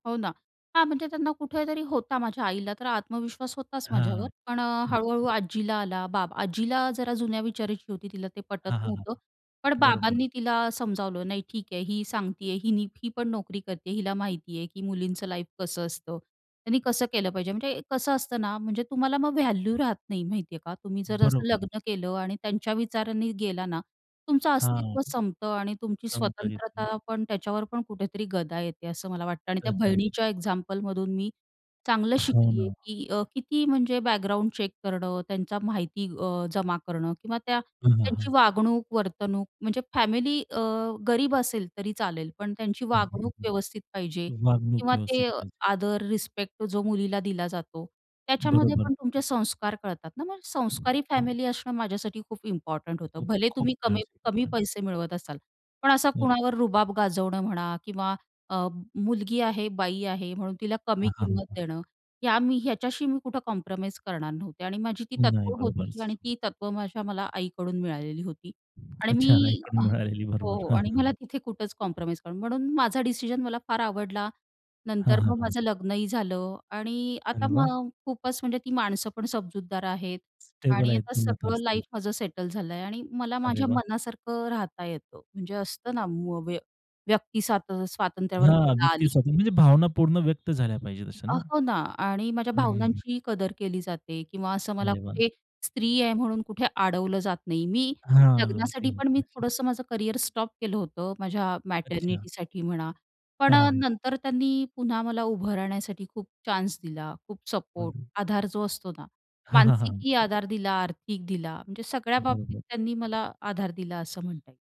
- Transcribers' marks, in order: tapping; unintelligible speech; "हीने" said as "हिनी"; in English: "लाईफ"; other background noise; in English: "व्हॅल्यू"; unintelligible speech; in English: "चेक"; unintelligible speech; unintelligible speech; in English: "कॉम्प्रोमाइज"; in English: "कॉम्प्रोमाइज"; in English: "लाईफ"; horn; in English: "मॅटर्निटीसाठी"; unintelligible speech
- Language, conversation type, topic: Marathi, podcast, लग्न आत्ताच करावे की थोडे पुढे ढकलावे, असे तुम्हाला काय वाटते?